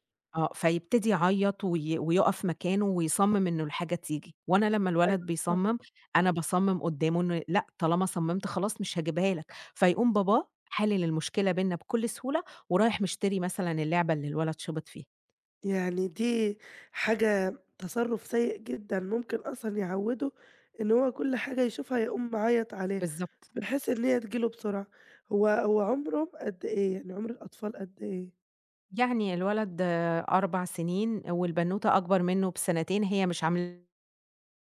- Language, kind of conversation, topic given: Arabic, advice, إزاي نحلّ خلافاتنا أنا وشريكي عن تربية العيال وقواعد البيت؟
- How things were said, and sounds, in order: none